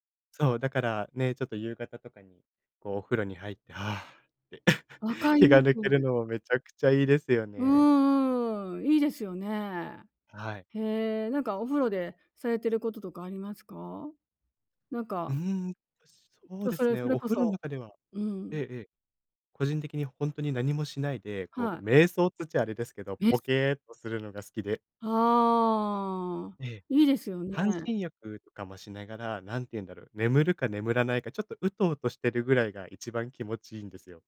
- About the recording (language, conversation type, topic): Japanese, podcast, 疲れたとき、家でどうリラックスする？
- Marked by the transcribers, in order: chuckle; other background noise